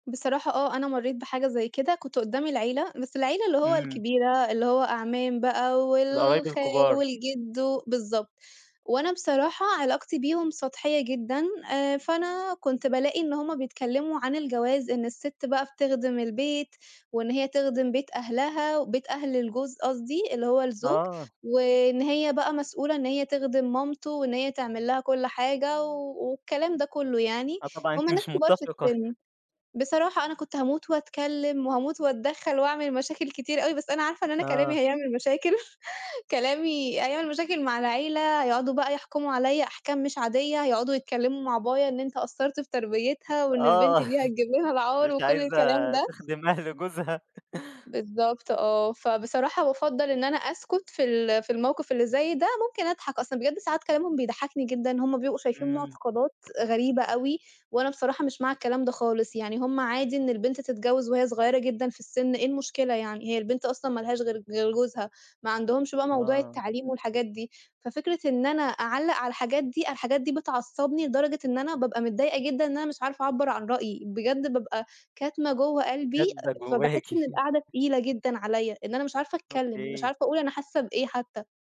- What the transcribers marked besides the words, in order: chuckle; laughing while speaking: "هتجيب لنا العار"; chuckle; laughing while speaking: "أهل جوزها"; tapping; laughing while speaking: "جواكِ"
- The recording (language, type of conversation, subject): Arabic, podcast, إزاي تعبّر عن رأيك من غير ما تجرّح حد؟